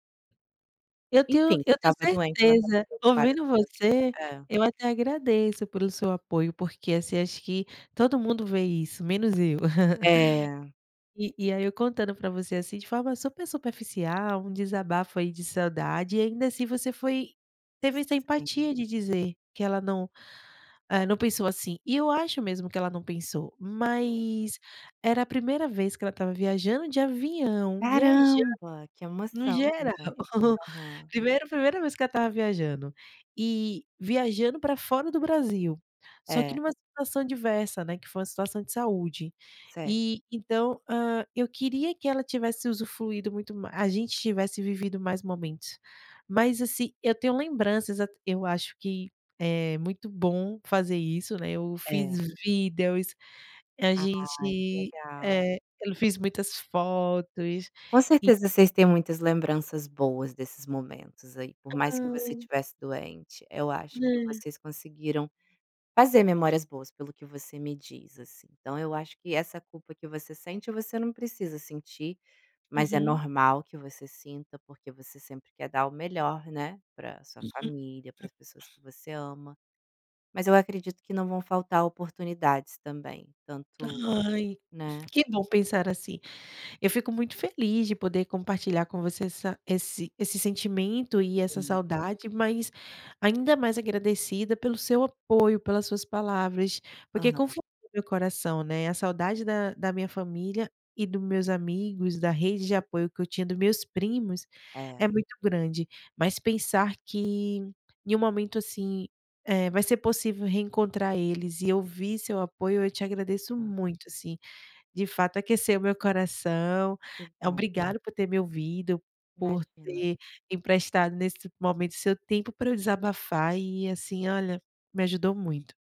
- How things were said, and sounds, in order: tapping; other background noise; chuckle; unintelligible speech
- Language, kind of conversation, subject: Portuguese, advice, Como você tem vivido a saudade intensa da sua família e das redes de apoio que tinha antes?